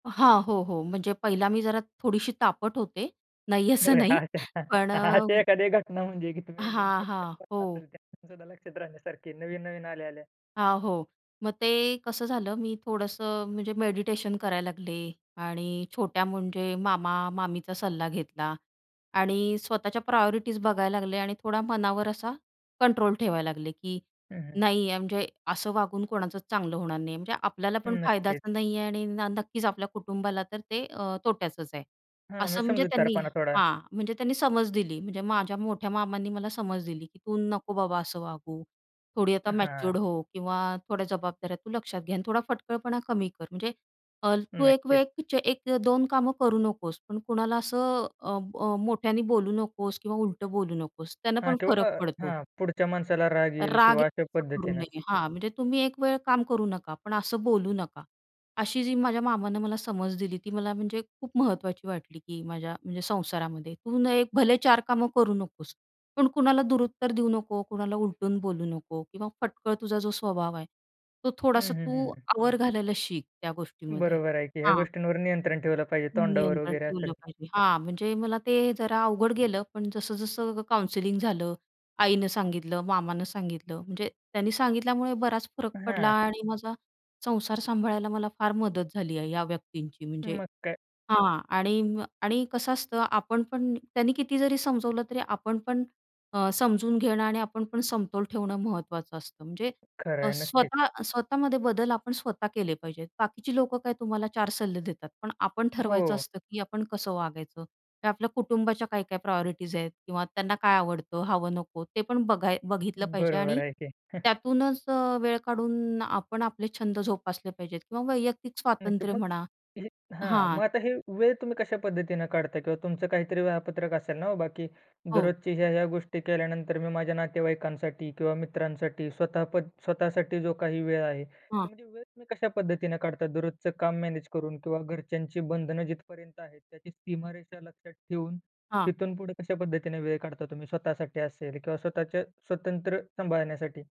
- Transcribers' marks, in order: "पहिली" said as "पहिला"; laugh; laughing while speaking: "अशी एखादी घटना म्हणजे"; laughing while speaking: "नाही असं नाही"; unintelligible speech; in English: "प्रायोरिटीज"; in English: "काउन्सिलिंग"; tapping; other background noise; in English: "प्रायोरिटीज्"; chuckle
- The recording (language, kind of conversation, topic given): Marathi, podcast, कुटुंब आणि वैयक्तिक स्वातंत्र्यात समतोल कसा ठेवाल?